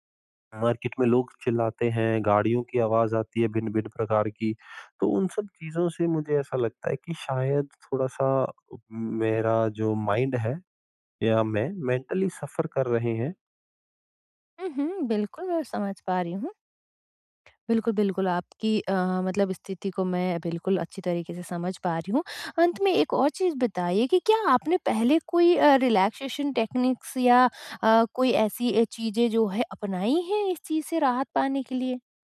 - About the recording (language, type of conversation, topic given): Hindi, advice, सोने से पहले बेहतर नींद के लिए मैं शरीर और मन को कैसे शांत करूँ?
- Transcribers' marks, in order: in English: "मार्केट"; in English: "माइंड"; in English: "में मेंटली सफ़र"; tongue click; other background noise; tapping; in English: "रिलैक्सेशन टेक्निक्स"